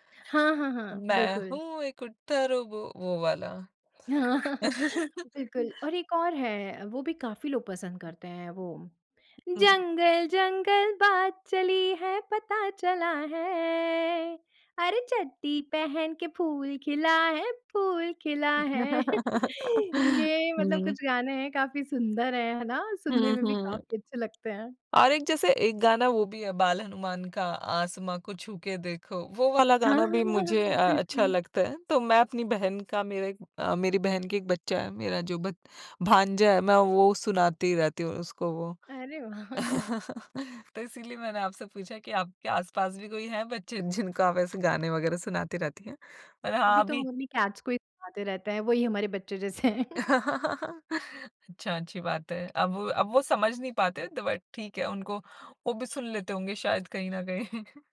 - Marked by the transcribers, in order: singing: "मैं हूँ एक उत्तर"; chuckle; laugh; singing: "जंगल-जंगल बात चली है पता … फूल खिला है"; laugh; laughing while speaking: "हाँ, बिल्कुल"; laugh; laughing while speaking: "वाह!"; in English: "कैट्स"; laughing while speaking: "जैसे हैं"; laugh; in English: "बट"; laughing while speaking: "कहीं"
- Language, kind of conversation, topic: Hindi, podcast, कौन-सा पुराना गाना सुनते ही आपकी बचपन की यादें ताज़ा हो जाती हैं?